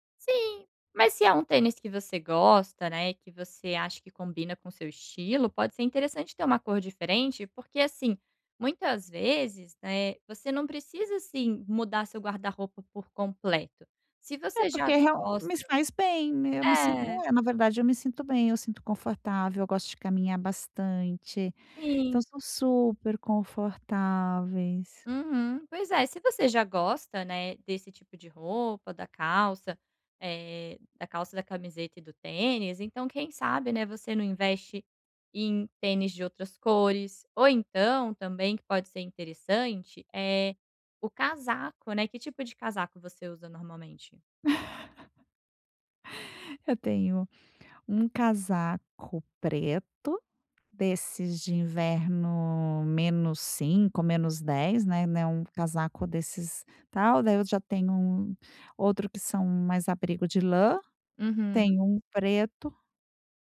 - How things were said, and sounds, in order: laugh
- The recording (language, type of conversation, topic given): Portuguese, advice, Como posso escolher roupas que me caiam bem e me façam sentir bem?